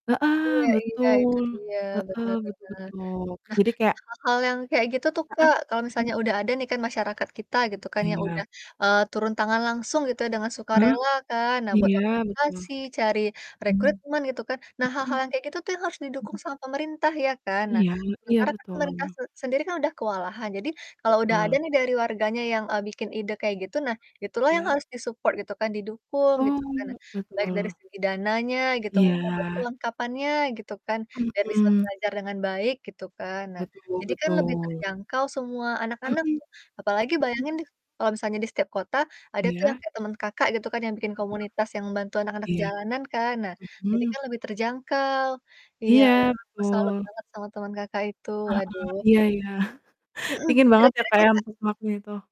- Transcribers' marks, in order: distorted speech; in English: "di-support"; other background noise; static; chuckle; unintelligible speech
- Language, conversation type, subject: Indonesian, unstructured, Apa pendapat kamu tentang anak jalanan di kota besar?